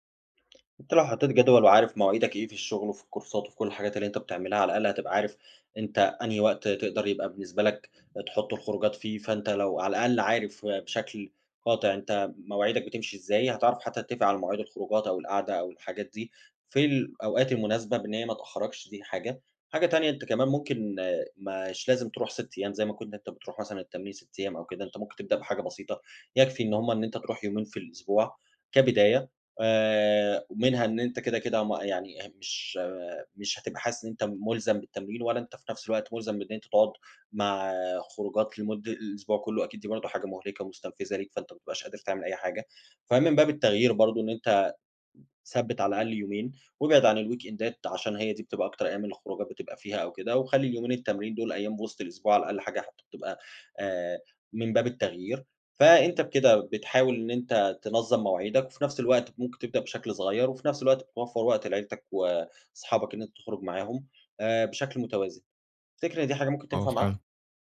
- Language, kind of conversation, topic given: Arabic, advice, إزاي أقدر أوازن بين الشغل والعيلة ومواعيد التمرين؟
- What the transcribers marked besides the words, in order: tapping; in English: "الكورسات"; in English: "الـويك إندات"; other background noise